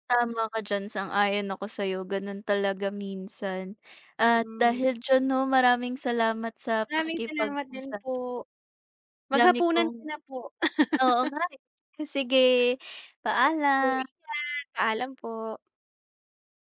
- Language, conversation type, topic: Filipino, unstructured, Mas gugustuhin mo bang magtrabaho sa opisina o mula sa bahay?
- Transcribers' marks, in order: other background noise; laugh